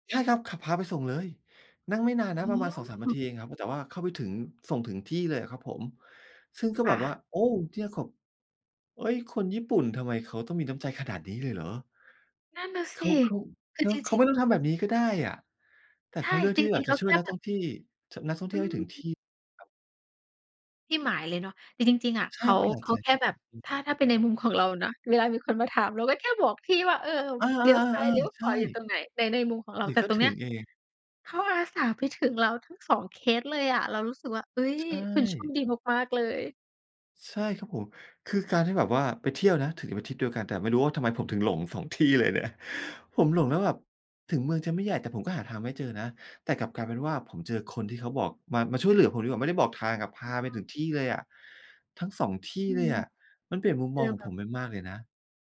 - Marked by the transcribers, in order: other noise
- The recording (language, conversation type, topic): Thai, podcast, ช่วยเล่าเหตุการณ์หลงทางตอนเดินเที่ยวในเมืองเล็กๆ ให้ฟังหน่อยได้ไหม?